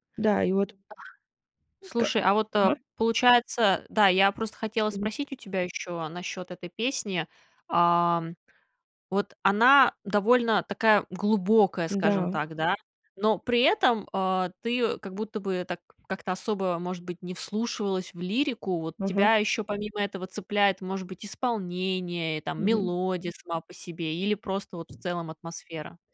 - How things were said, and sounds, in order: other noise; other background noise; tapping
- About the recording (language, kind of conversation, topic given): Russian, podcast, Какая песня заставляет тебя плакать и почему?